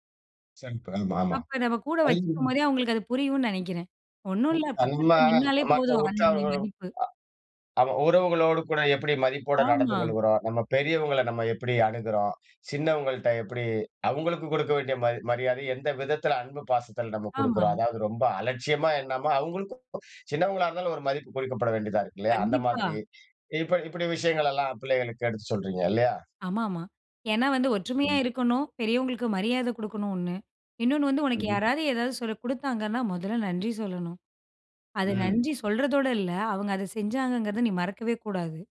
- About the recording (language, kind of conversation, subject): Tamil, podcast, அடுத்த தலைமுறைக்கு நீங்கள் ஒரே ஒரு மதிப்பை மட்டும் வழங்க வேண்டுமென்றால், அது எது?
- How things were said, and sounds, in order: background speech; unintelligible speech